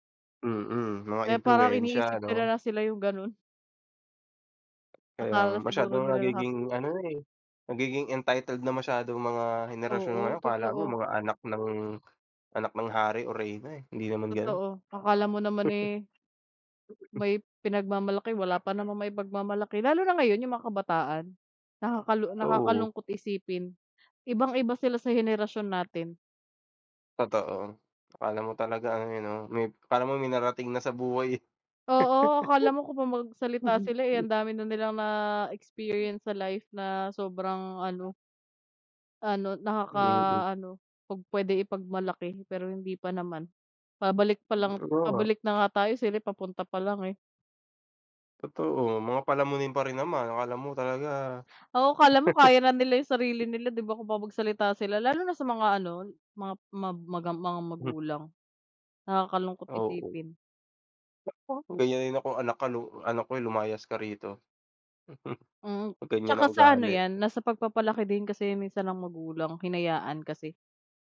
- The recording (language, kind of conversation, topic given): Filipino, unstructured, Paano mo ipinapakita ang kabutihan sa araw-araw?
- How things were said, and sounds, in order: other background noise; in English: "entitled"; dog barking; chuckle; chuckle; tapping; chuckle